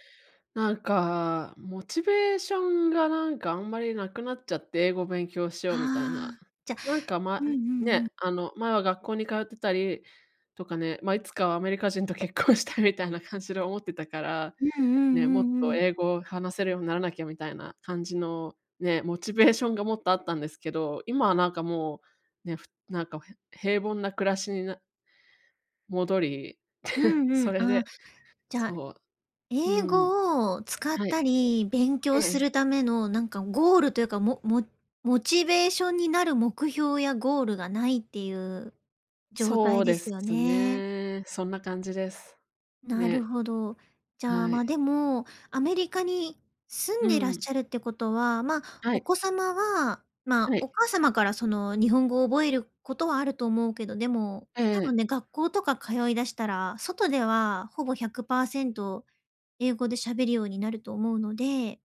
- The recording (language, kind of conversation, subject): Japanese, advice, 日常会話でどうすればもっと自信を持って話せますか？
- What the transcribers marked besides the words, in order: laughing while speaking: "結婚したい"; chuckle